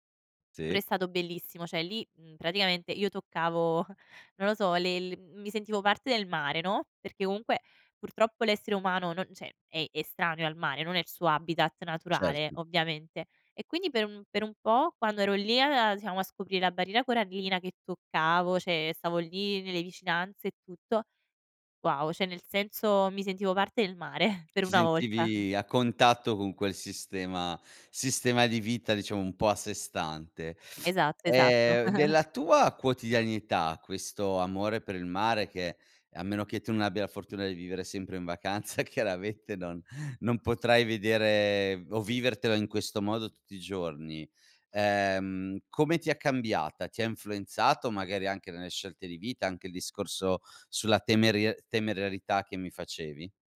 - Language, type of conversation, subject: Italian, podcast, Qual è un luogo naturale che ti ha davvero emozionato?
- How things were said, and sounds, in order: "cioè" said as "ceh"; chuckle; "cioè" said as "ceh"; "cioè" said as "ceh"; "cioè" said as "ceh"; chuckle; chuckle; chuckle; laughing while speaking: "chiaramente"